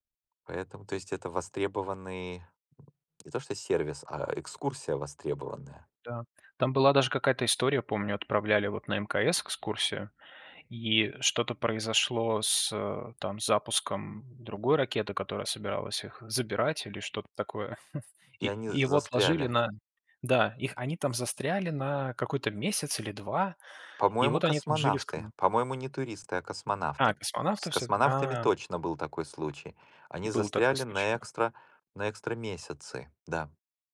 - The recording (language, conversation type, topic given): Russian, unstructured, Почему люди изучают космос и что это им даёт?
- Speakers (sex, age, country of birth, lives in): male, 35-39, Belarus, Malta; male, 45-49, Ukraine, United States
- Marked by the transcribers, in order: chuckle